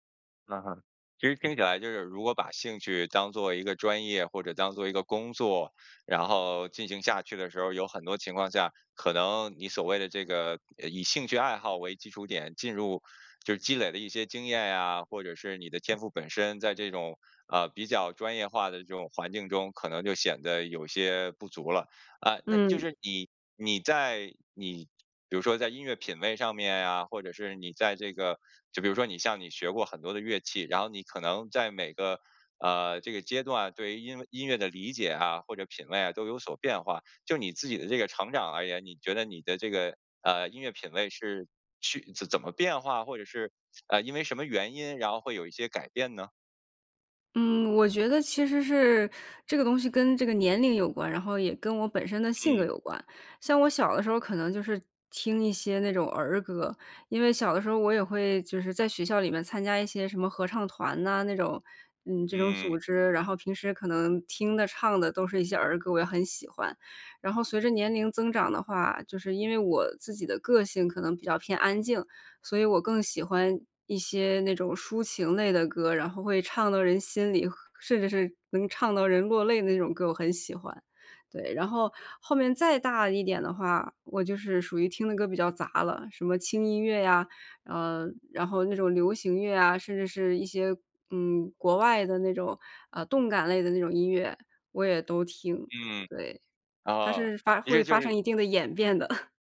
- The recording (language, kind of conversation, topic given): Chinese, podcast, 你对音乐的热爱是从哪里开始的？
- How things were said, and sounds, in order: lip smack; chuckle